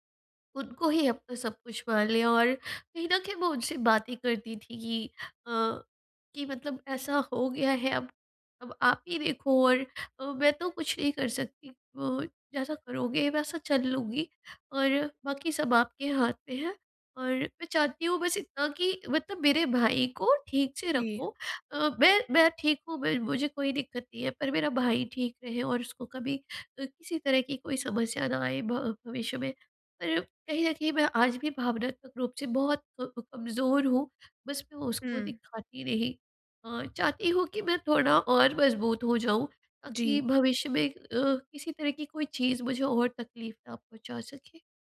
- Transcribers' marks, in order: sad: "उनको ही अपना सब कुछ … ना पहुँचा सके"
- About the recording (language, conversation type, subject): Hindi, advice, भावनात्मक शोक को धीरे-धीरे कैसे संसाधित किया जाए?